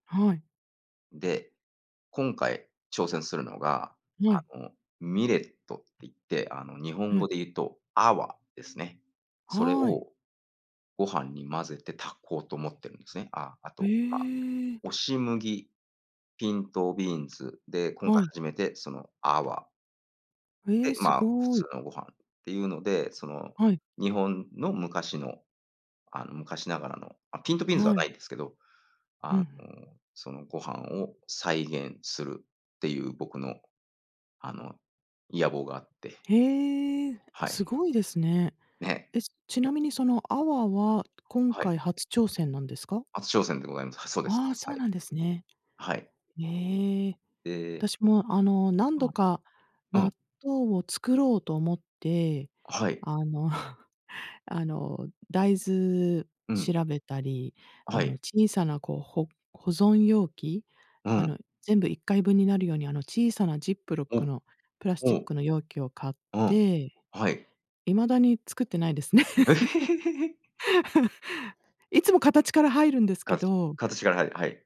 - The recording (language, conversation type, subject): Japanese, unstructured, あなたの地域の伝統的な料理は何ですか？
- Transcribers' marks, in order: in English: "ミレット"; other background noise; in English: "ピントビーンズ"; unintelligible speech; tapping; chuckle; laugh